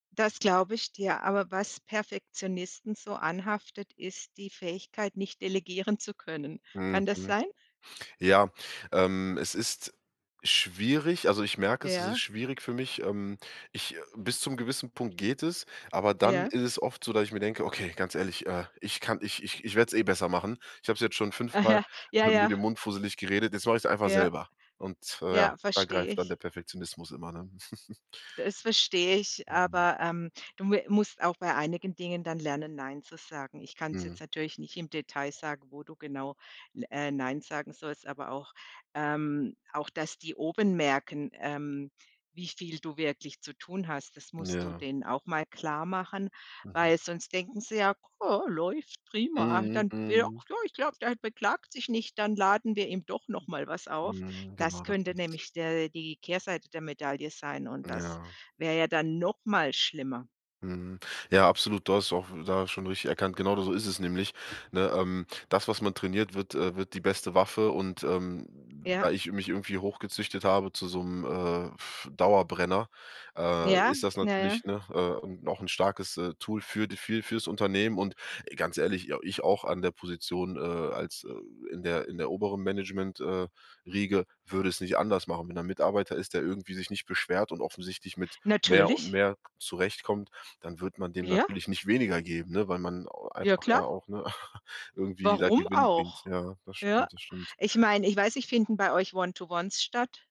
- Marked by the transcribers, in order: chuckle; put-on voice: "Ja, ko läuft prima. Dann … mal was auf"; blowing; chuckle; in English: "One to Ones"
- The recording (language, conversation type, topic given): German, advice, Wie fühle ich mich, wenn mich zu viele Aufgaben gleichzeitig überwältigen?